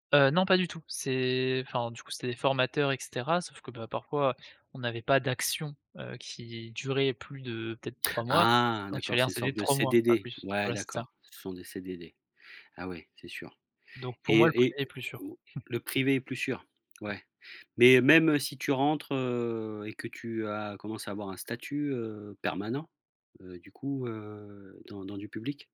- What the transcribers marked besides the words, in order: chuckle; tapping
- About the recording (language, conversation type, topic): French, podcast, Comment construisez-vous la confiance au début d’une collaboration ?
- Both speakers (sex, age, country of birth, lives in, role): male, 20-24, France, France, guest; male, 40-44, France, France, host